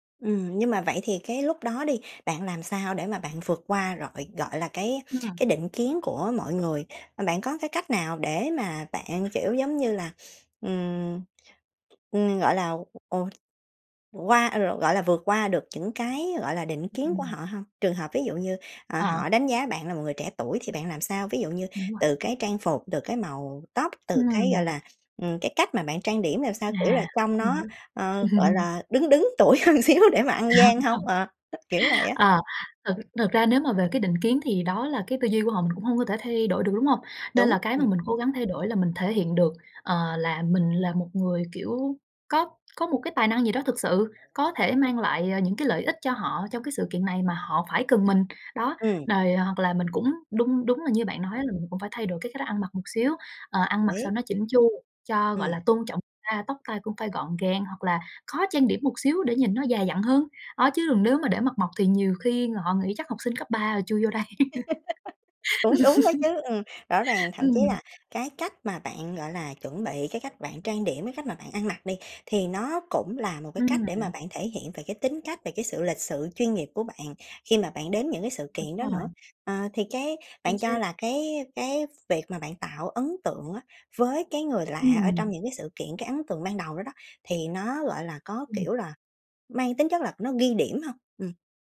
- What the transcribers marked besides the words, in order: tapping; laugh; laughing while speaking: "hơn xíu"; laugh; laugh; laugh
- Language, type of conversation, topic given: Vietnamese, podcast, Bạn bắt chuyện với người lạ ở sự kiện kết nối như thế nào?